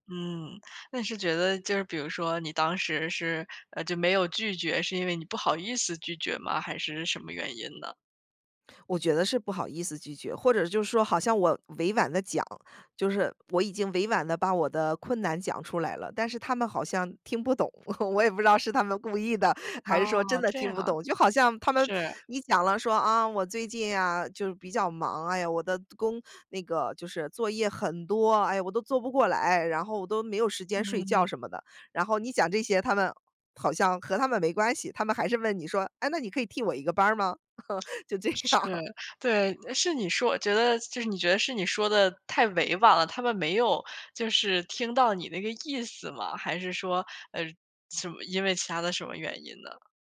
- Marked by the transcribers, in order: laugh; other background noise; laugh; laughing while speaking: "就这样"
- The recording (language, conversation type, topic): Chinese, podcast, 你怎么看待委婉和直白的说话方式？